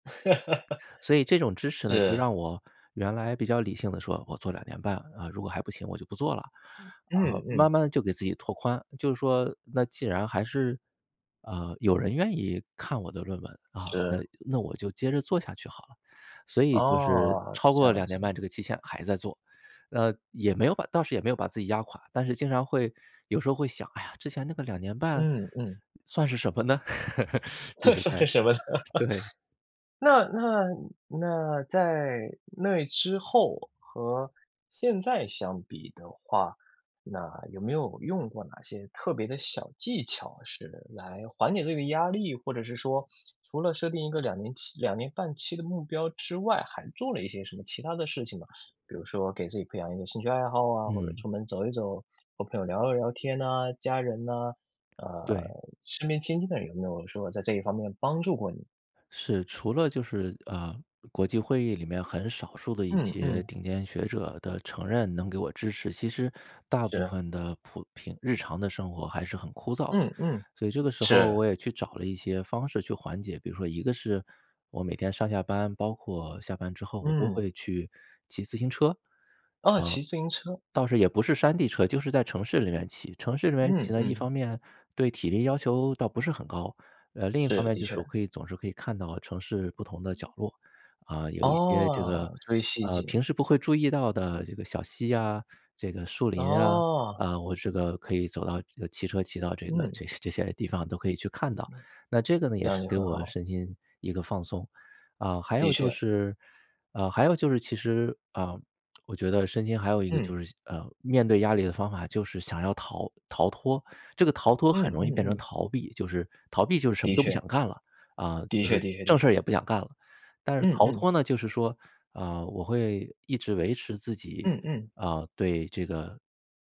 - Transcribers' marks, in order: laugh; chuckle; laughing while speaking: "算是什么呢？"; chuckle; trusting: "那之后和现在相比的话"; laughing while speaking: "这些"
- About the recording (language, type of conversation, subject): Chinese, podcast, 你曾经遇到过职业倦怠吗？你是怎么应对的？